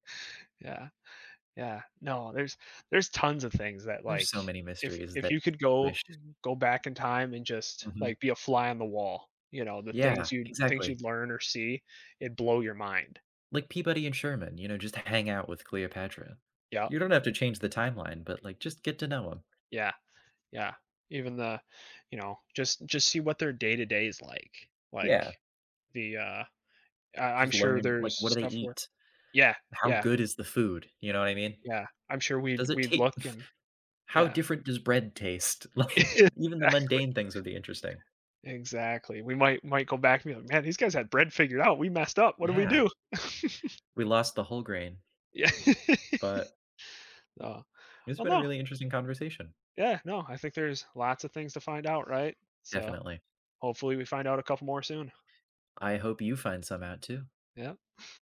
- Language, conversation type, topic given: English, unstructured, Which historical mystery would you most like to solve?
- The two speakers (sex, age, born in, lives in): male, 20-24, United States, United States; male, 30-34, United States, United States
- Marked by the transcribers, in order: other background noise; tapping; other noise; laughing while speaking: "Like"; laughing while speaking: "Exactly"